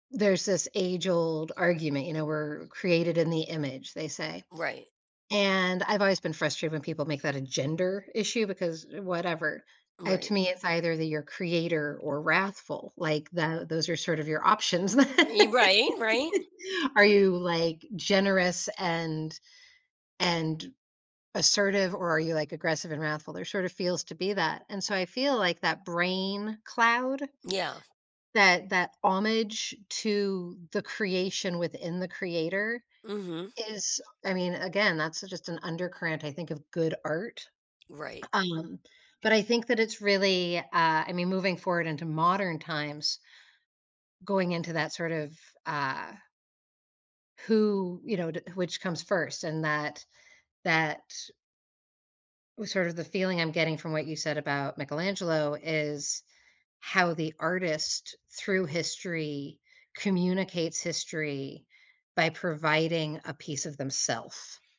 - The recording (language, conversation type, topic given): English, unstructured, In what ways does art shape our understanding of the past?
- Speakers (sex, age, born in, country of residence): female, 50-54, United States, United States; female, 65-69, United States, United States
- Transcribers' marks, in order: tapping; other background noise; laugh